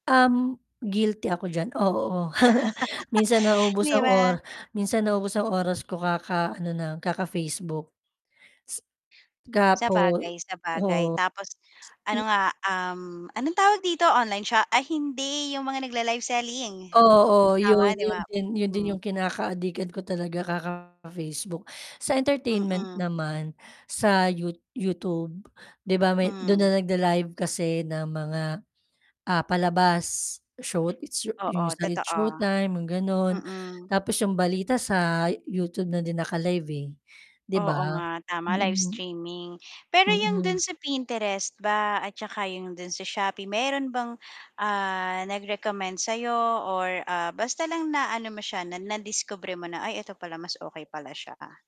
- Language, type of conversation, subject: Filipino, podcast, Ano ang paborito mong aplikasyon, at bakit?
- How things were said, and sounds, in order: laugh; horn; static; tapping; other background noise; distorted speech